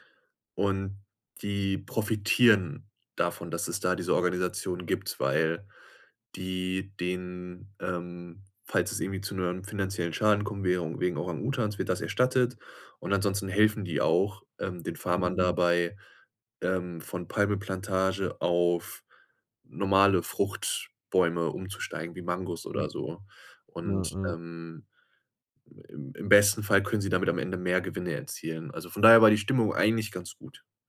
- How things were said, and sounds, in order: unintelligible speech
- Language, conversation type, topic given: German, podcast, Was war deine denkwürdigste Begegnung auf Reisen?